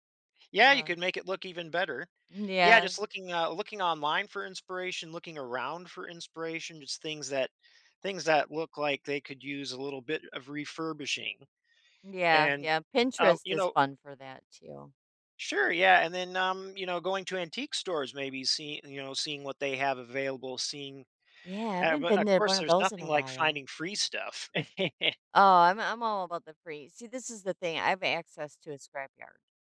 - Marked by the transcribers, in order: chuckle
- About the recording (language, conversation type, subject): English, advice, How do i get started with a new hobby when i'm excited but unsure where to begin?
- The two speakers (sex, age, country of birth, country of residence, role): female, 50-54, United States, United States, user; male, 35-39, United States, United States, advisor